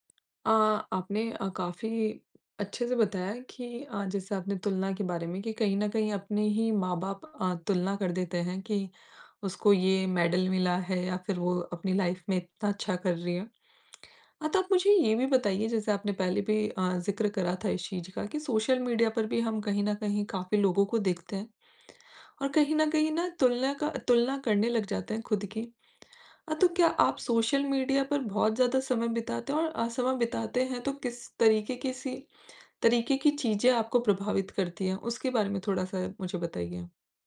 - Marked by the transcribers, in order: in English: "मेडल"; in English: "लाइफ़"
- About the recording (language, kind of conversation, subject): Hindi, advice, लोगों की अपेक्षाओं के चलते मैं अपनी तुलना करना कैसे बंद करूँ?